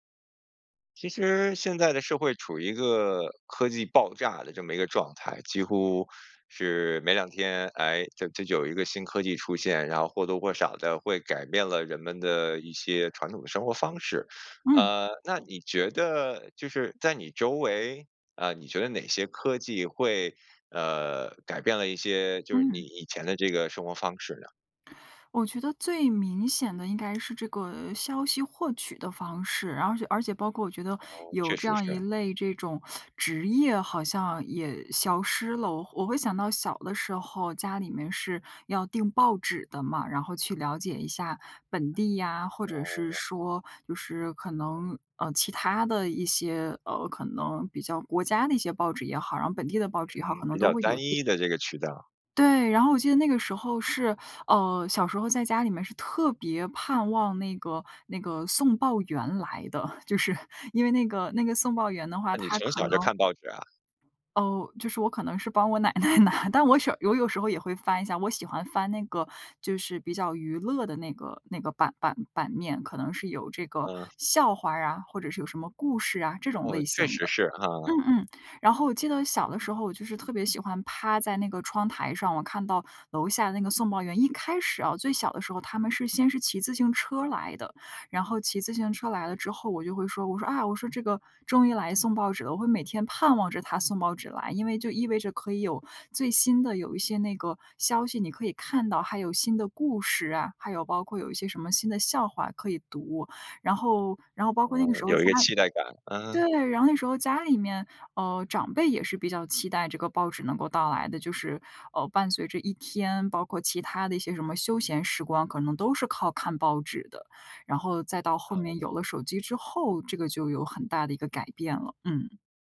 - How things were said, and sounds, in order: other background noise; teeth sucking; laugh; laughing while speaking: "就是"; laughing while speaking: "奶奶拿"
- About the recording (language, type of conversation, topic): Chinese, podcast, 现代科技是如何影响你们的传统习俗的？